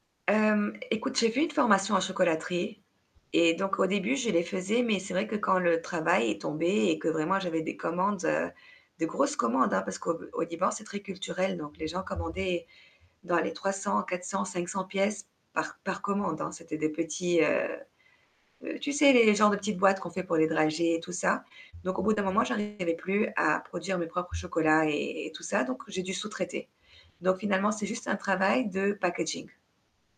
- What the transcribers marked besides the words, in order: static; tapping; distorted speech
- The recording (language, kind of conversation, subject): French, advice, Quelles compétences devrais-je acquérir pour progresser professionnellement dans mon métier actuel ?